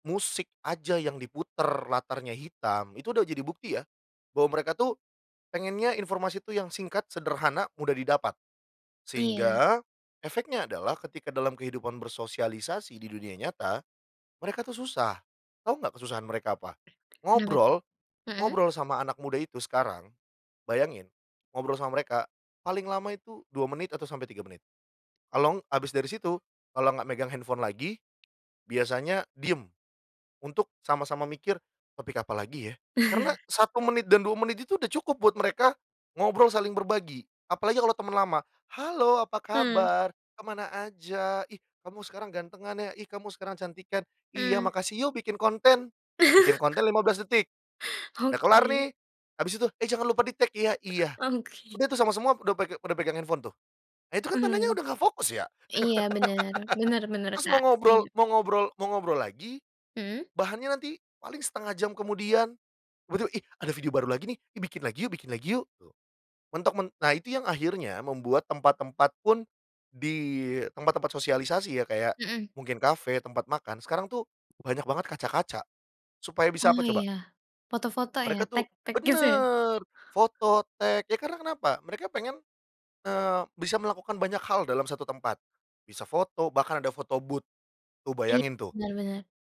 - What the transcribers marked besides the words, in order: tapping; other background noise; chuckle; chuckle; laughing while speaking: "Oke"; laughing while speaking: "Oke"; laugh; laughing while speaking: "gitu"; in English: "booth"
- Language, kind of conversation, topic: Indonesian, podcast, Menurutmu, kenapa anak muda lebih suka konten pendek daripada konten panjang?